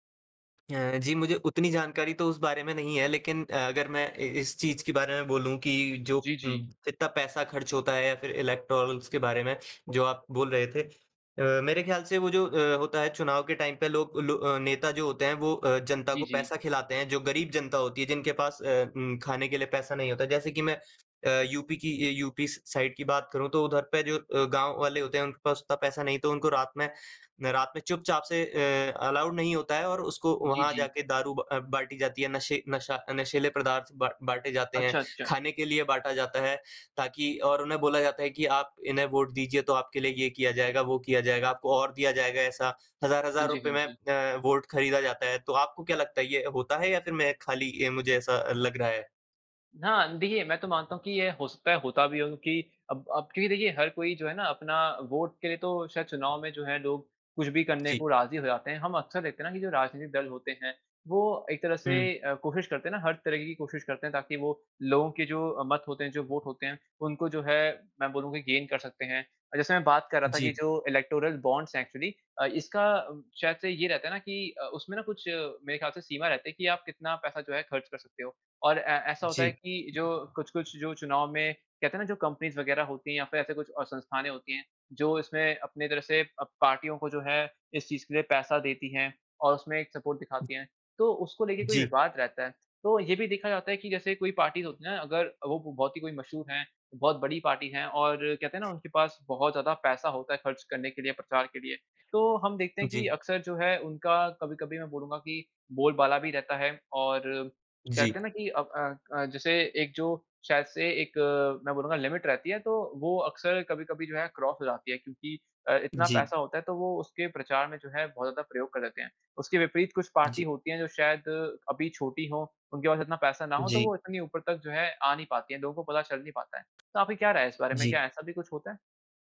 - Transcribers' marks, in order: in English: "इलेक्टोरल्स"; in English: "टाइम"; in English: "साइड"; in English: "अ, अलाउ"; in English: "वोट"; in English: "वोट"; in English: "वोट"; in English: "वोट"; in English: "गेन"; in English: "इलेक्टोरल बॉन्ड्स"; in English: "एक्चुअली"; tapping; in English: "कंपनीज़"; in English: "पार्टियों"; in English: "सपोर्ट"; other background noise; in English: "पार्टीज़"; in English: "लिमिट"; in English: "क्रॉस"
- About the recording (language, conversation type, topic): Hindi, unstructured, क्या चुनाव में पैसा ज़्यादा प्रभाव डालता है?